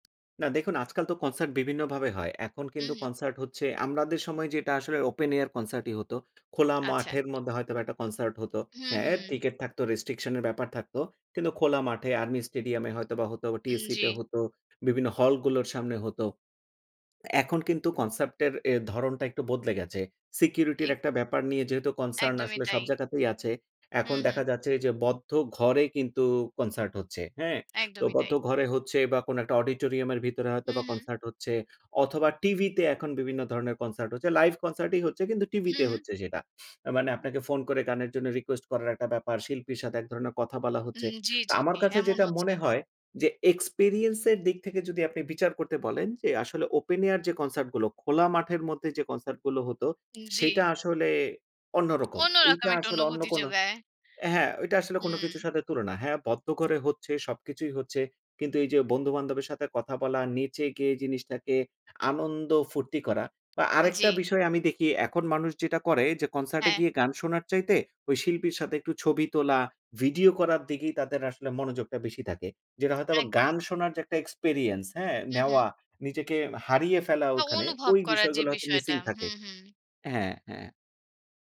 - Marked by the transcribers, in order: tapping; "আমাদের" said as "আমরাদের"; other background noise
- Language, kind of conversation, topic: Bengali, podcast, লাইভ কনসার্টে প্রথমবার গিয়ে আপনি কী অনুভব করেছিলেন?